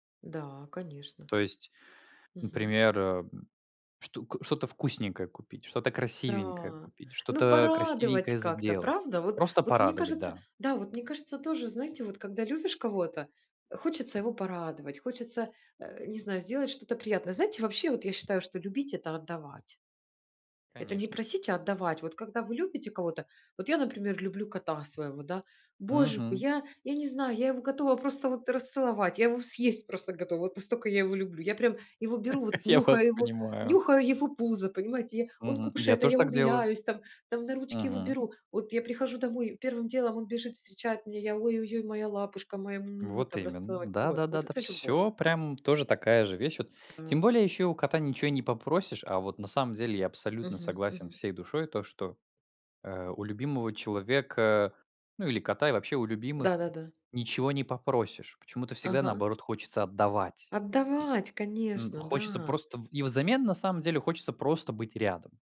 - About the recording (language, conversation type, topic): Russian, unstructured, Как выражать любовь словами и действиями?
- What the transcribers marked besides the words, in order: laugh; lip smack; other background noise